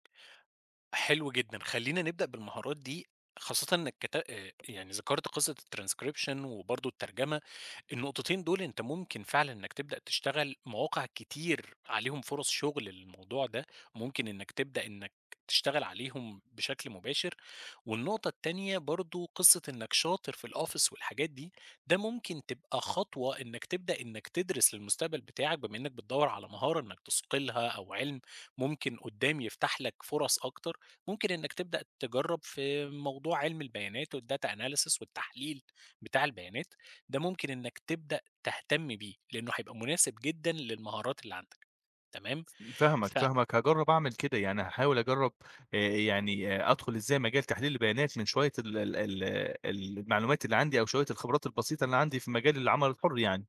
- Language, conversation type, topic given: Arabic, advice, إزاي كانت تجربتك أول مرة تبقى أب/أم؟
- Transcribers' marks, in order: in English: "الtranscription"; in English: "والdata analysis"